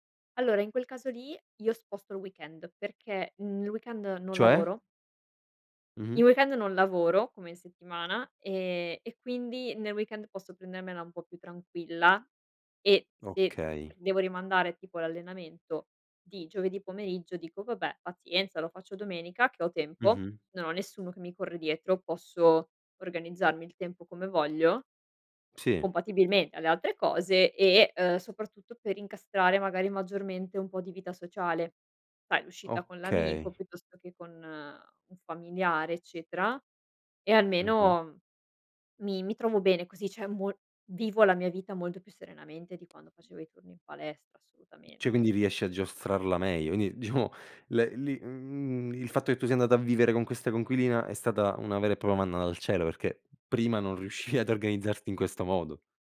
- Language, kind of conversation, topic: Italian, podcast, Come pianifichi la tua settimana in anticipo?
- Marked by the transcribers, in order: "Sai" said as "tai"; tapping; "cioè" said as "ceh"; "Cioè" said as "ceh"; "Quindi" said as "indi"; "propria" said as "proba"